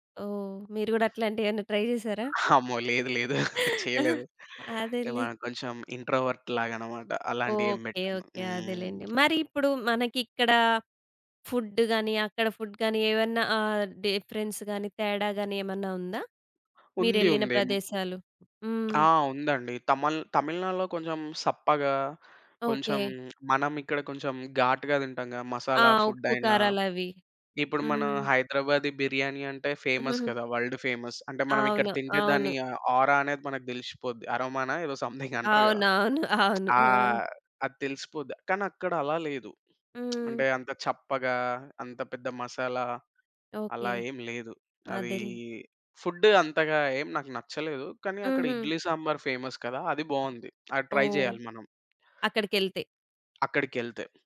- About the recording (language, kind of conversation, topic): Telugu, podcast, మీకు అత్యంత ఇష్టమైన ఋతువు ఏది, అది మీకు ఎందుకు ఇష్టం?
- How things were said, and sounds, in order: other background noise; in English: "ట్రై"; giggle; in English: "ఇంట్రోవర్ట్‌లాగానమాట"; in English: "ఫుడ్"; in English: "ఫుడ్"; in English: "డిఫరెన్స్"; in English: "హైదరాబాదీ బిర్యానీ"; in English: "ఫేమస్"; in English: "వర‌ల్డ్ ఫేమస్"; giggle; in English: "ఆరా"; in English: "అరోమా‌నా"; in English: "సమ్‌థింగ్"; giggle; lip smack; lip smack; in English: "ఫేమస్"; in English: "ట్రై"